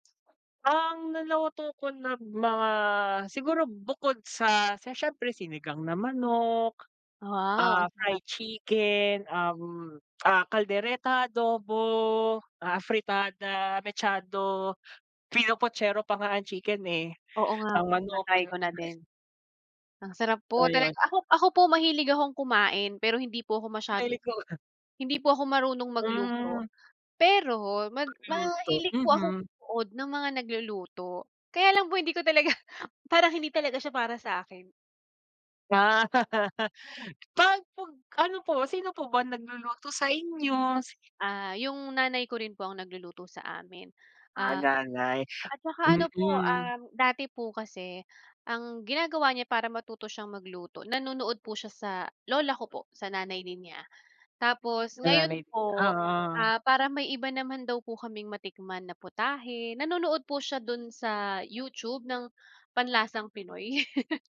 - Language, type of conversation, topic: Filipino, unstructured, Ano ang pinakatumatak na karanasan mo sa pagluluto ng paborito mong ulam?
- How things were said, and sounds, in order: unintelligible speech; laugh; laugh